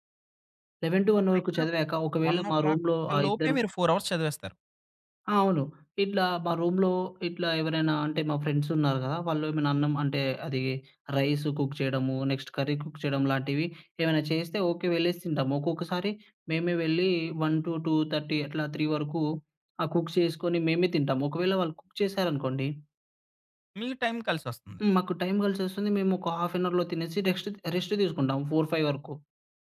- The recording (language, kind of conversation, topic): Telugu, podcast, పనిపై దృష్టి నిలబెట్టుకునేందుకు మీరు పాటించే రోజువారీ రొటీన్ ఏమిటి?
- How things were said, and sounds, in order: in English: "లెవెన్ టూ వన్"; in English: "వన్ ఓ క్లాక్"; in English: "రూమ్‌లో"; in English: "ఫోర్ అవర్స్"; in English: "రూమ్‌లో"; in English: "కుక్"; in English: "నెక్స్ట్ కర్రీ కుక్"; in English: "వన్ టు టూ థర్టీ"; in English: "త్రీ"; in English: "కుక్"; in English: "కుక్"; in English: "హాఫ్ యాన్ అవర్‌లో"; in English: "ఫోర్ ఫైవ్ ఫోర్ ఫైవ్"